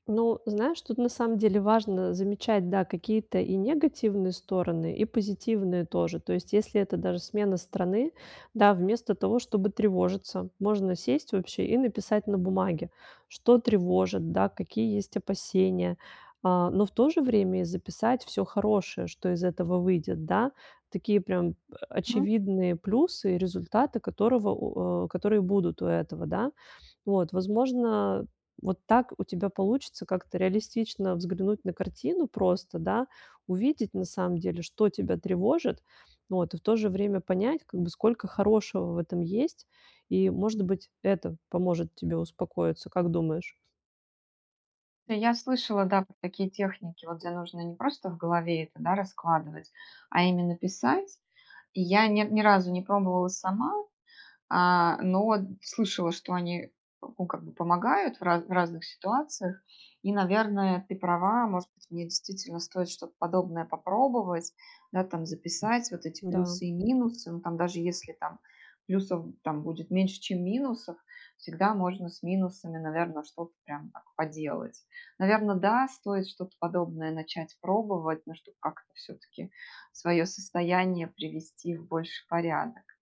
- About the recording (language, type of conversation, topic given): Russian, advice, Как перестать бороться с тревогой и принять её как часть себя?
- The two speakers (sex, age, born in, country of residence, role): female, 40-44, Russia, Italy, advisor; female, 45-49, Russia, Mexico, user
- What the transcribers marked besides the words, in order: tapping; other background noise